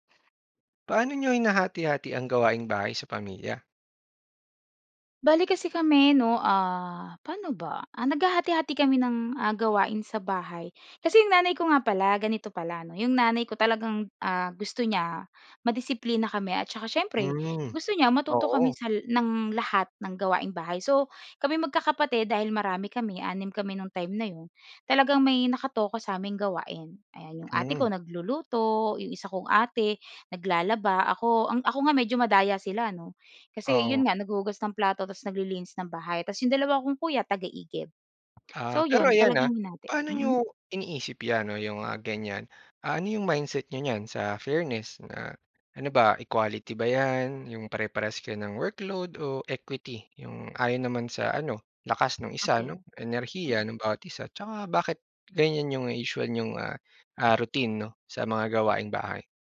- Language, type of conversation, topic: Filipino, podcast, Paano ninyo hinahati-hati ang mga gawaing-bahay sa inyong pamilya?
- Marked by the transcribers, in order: none